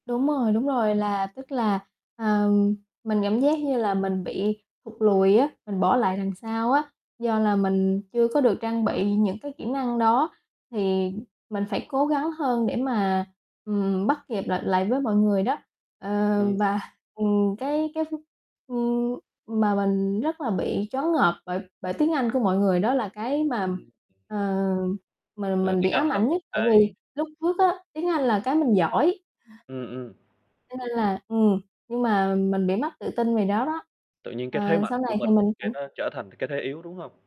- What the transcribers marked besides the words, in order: tapping; distorted speech; laughing while speaking: "và"; static; other background noise
- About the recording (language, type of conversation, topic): Vietnamese, podcast, Bạn có thể kể về trải nghiệm học tập đáng nhớ nhất của bạn không?